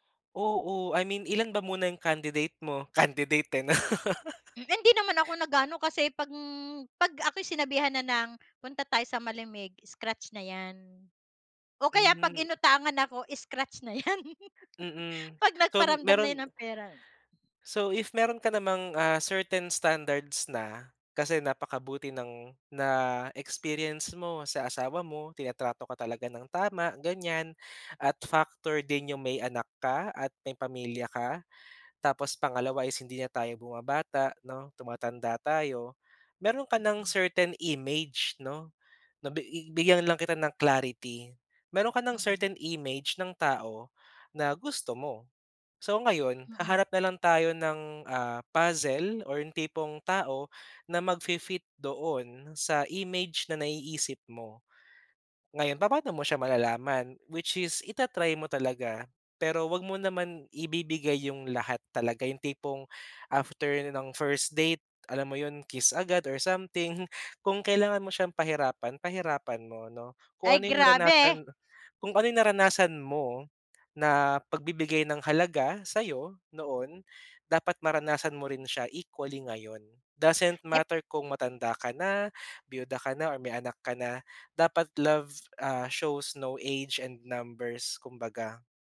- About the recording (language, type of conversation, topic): Filipino, advice, Bakit ako natatakot na subukan muli matapos ang paulit-ulit na pagtanggi?
- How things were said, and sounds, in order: laughing while speaking: "Candidate, eh, 'no"; laugh; laughing while speaking: "'yan"; laugh; in English: "clarity"; in English: "shows no age and numbers"